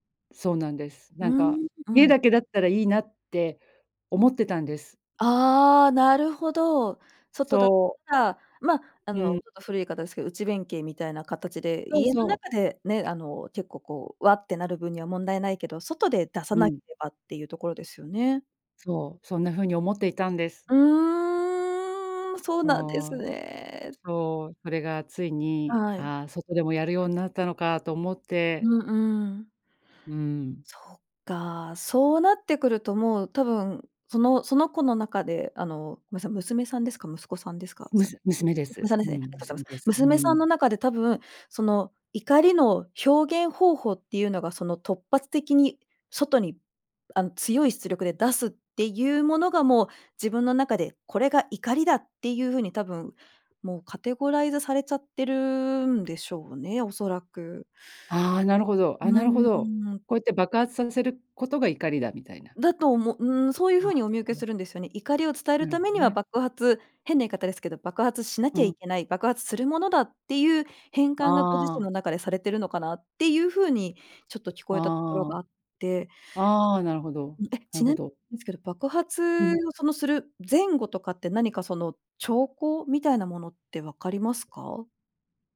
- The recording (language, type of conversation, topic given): Japanese, advice, 感情をため込んで突然爆発する怒りのパターンについて、どのような特徴がありますか？
- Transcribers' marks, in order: drawn out: "うーん"; in English: "カテゴライズ"; unintelligible speech